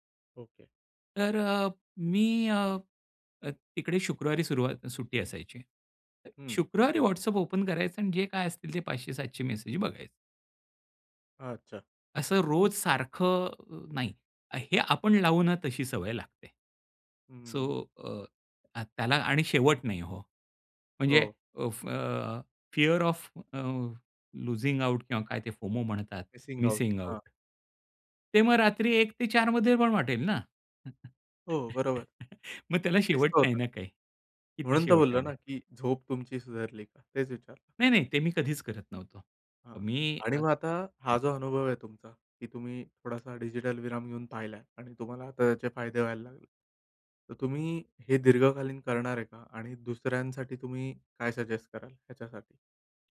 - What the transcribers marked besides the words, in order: other background noise; in English: "ओपन"; in English: "सो"; in English: "फिअर ऑफ"; in English: "लूजिंग आऊट"; in English: "मिसिंग आऊट"; in English: "मिसिंग आऊट"; chuckle; in English: "सजेस्ट"
- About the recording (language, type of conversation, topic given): Marathi, podcast, डिजिटल विराम घेण्याचा अनुभव तुमचा कसा होता?